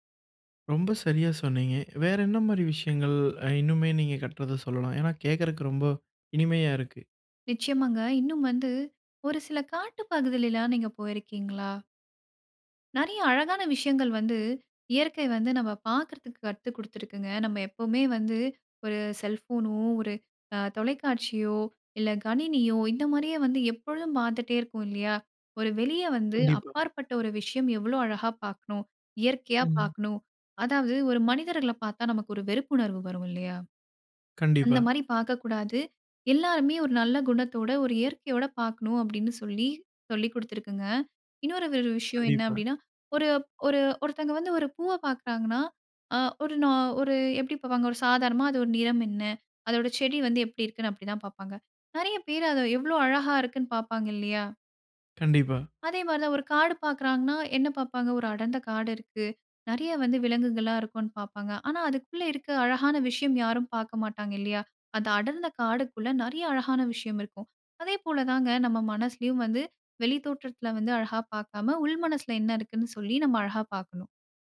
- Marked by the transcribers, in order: anticipating: "நீங்க கட்டுறத சொல்லலாம்"; anticipating: "நீங்க போயிருக்கீங்களா?"; "ஒரு" said as "வொரு"; anticipating: "அதோட நிறம் என்ன? அதோட செடி வந்து எப்படி இருக்குன்னு"
- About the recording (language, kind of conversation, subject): Tamil, podcast, நீங்கள் இயற்கையிடமிருந்து முதலில் கற்றுக் கொண்ட பாடம் என்ன?